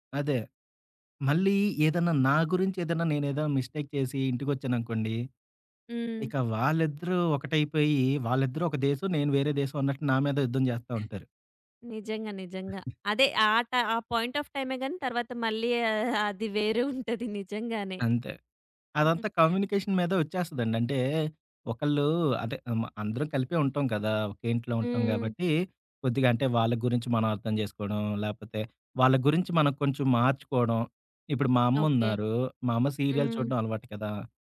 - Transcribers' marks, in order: in English: "మిస్టేక్"; other background noise; giggle; in English: "పాయింట్ ఆఫ్"; laughing while speaking: "అది వేరే ఉంటది"; in English: "కమ్యూనికేషన్"; giggle; in English: "సీరియల్"; tapping
- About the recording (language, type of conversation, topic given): Telugu, podcast, మీ కుటుంబంలో ప్రేమను సాధారణంగా ఎలా తెలియజేస్తారు?